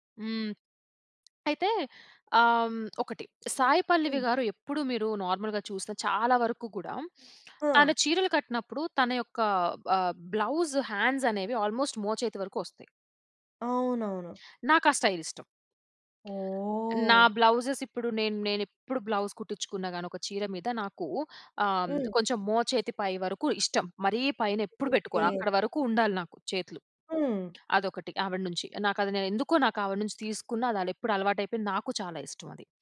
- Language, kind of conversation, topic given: Telugu, podcast, మీ శైలికి ప్రేరణనిచ్చే వ్యక్తి ఎవరు?
- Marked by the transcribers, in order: in English: "నార్మల్‌గా"; in English: "బ్లౌస్ హ్యాండ్స్"; in English: "ఆల్మోస్ట్"; tapping; in English: "స్టైల్"; other background noise; in English: "బ్లౌజెస్"; drawn out: "ఓహ్!"; in English: "బ్లౌజ్"